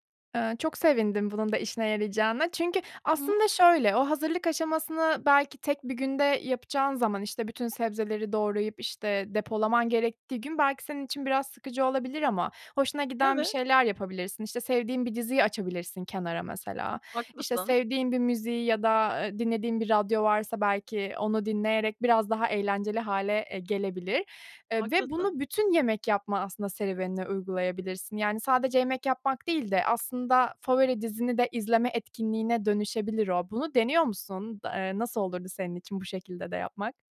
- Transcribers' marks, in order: none
- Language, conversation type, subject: Turkish, advice, Motivasyon eksikliğiyle başa çıkıp sağlıklı beslenmek için yemek hazırlamayı nasıl planlayabilirim?